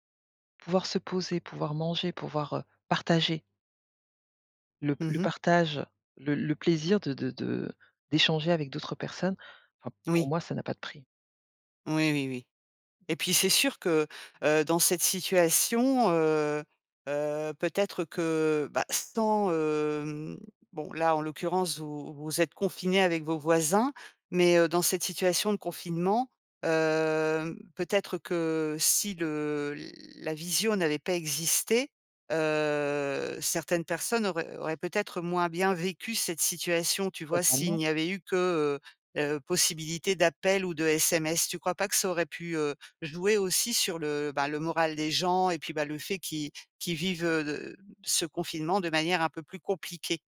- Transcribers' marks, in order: stressed: "partager"; other background noise; drawn out: "heu"
- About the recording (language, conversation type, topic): French, podcast, Pourquoi le fait de partager un repas renforce-t-il souvent les liens ?